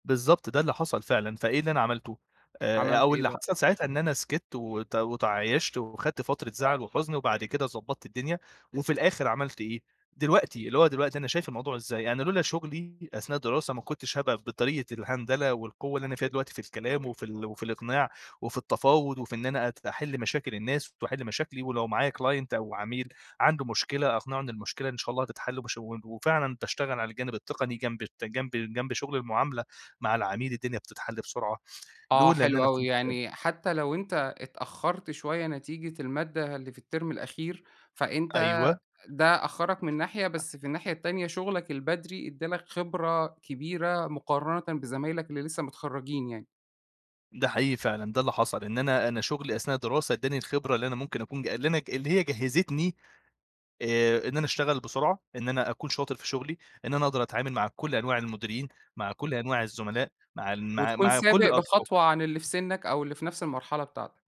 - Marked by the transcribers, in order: other background noise; tapping; in English: "الهندلة"; in English: "client"; in English: "التيرم"
- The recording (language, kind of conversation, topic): Arabic, podcast, إزاي بتعرف إن الفشل ممكن يبقى فرصة مش نهاية؟